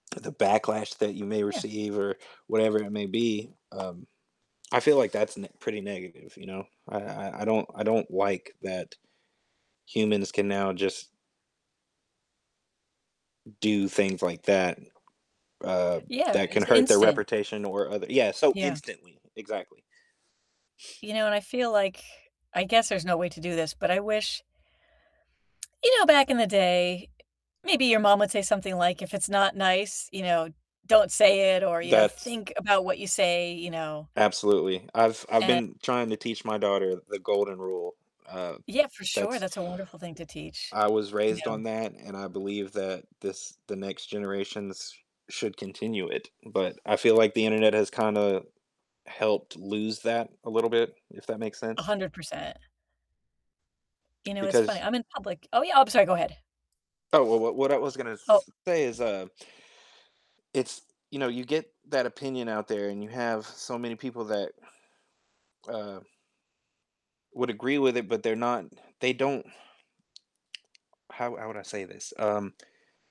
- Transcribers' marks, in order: distorted speech; tapping; static; other background noise
- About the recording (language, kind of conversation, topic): English, unstructured, What invention do you think has had the biggest impact on daily life?
- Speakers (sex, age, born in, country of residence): female, 45-49, United States, United States; male, 35-39, United States, United States